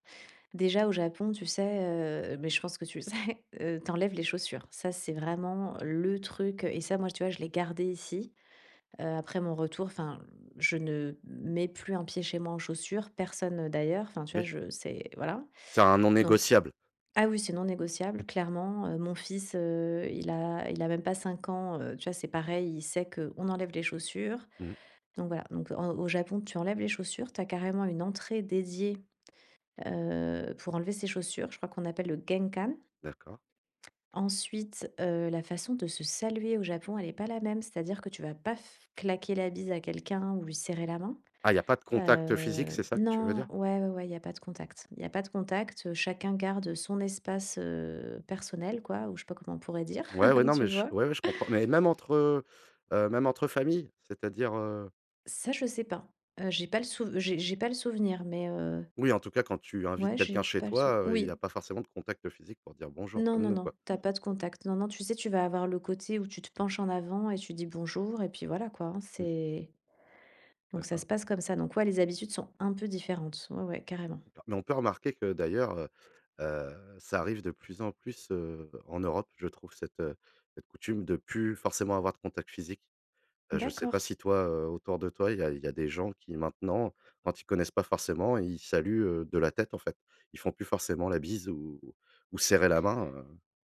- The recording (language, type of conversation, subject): French, podcast, Où as-tu fait une rencontre inoubliable avec des habitants du coin ?
- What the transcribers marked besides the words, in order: chuckle; other background noise; in Japanese: "genkan"; chuckle; tapping